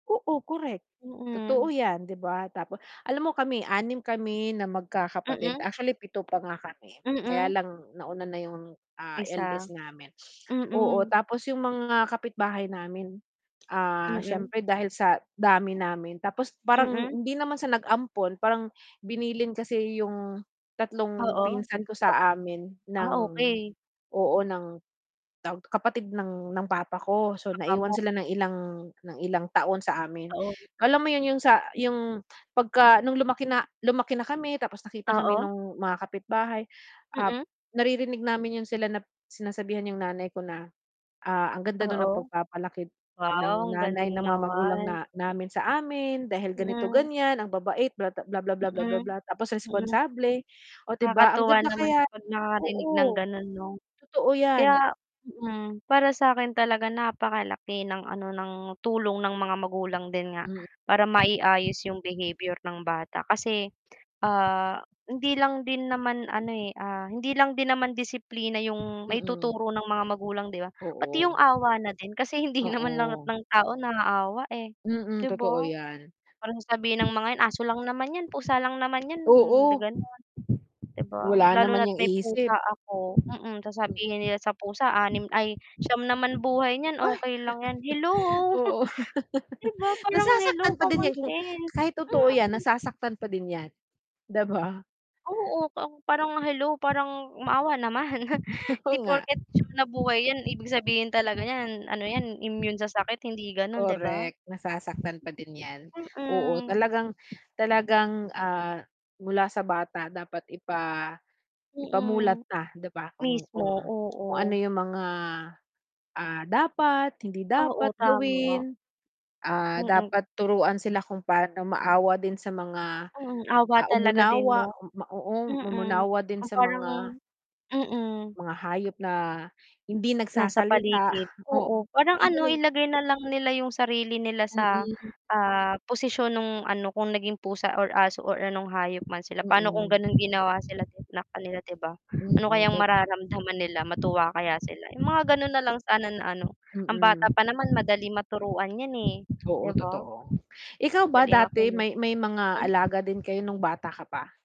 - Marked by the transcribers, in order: wind; tapping; sniff; mechanical hum; static; distorted speech; laughing while speaking: "hindi"; chuckle; scoff; laughing while speaking: "'Di ba?"; chuckle; scoff; tsk; other background noise; chuckle
- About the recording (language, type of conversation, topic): Filipino, unstructured, Ano ang dapat gawin kung may batang nananakit ng hayop?